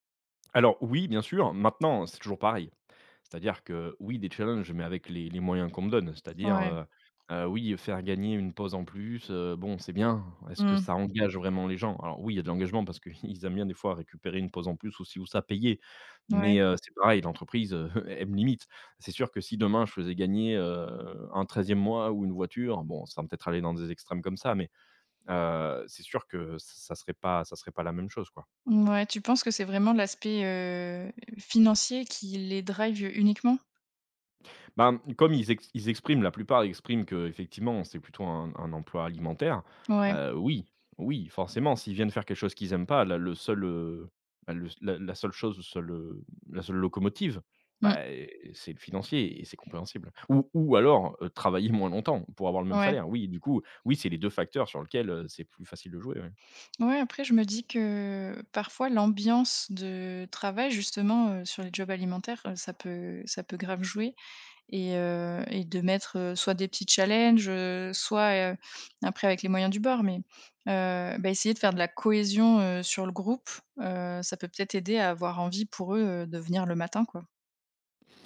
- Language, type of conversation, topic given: French, advice, Comment puis-je me responsabiliser et rester engagé sur la durée ?
- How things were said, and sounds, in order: laughing while speaking: "qu'ils"; stressed: "payée"; chuckle; drawn out: "heu"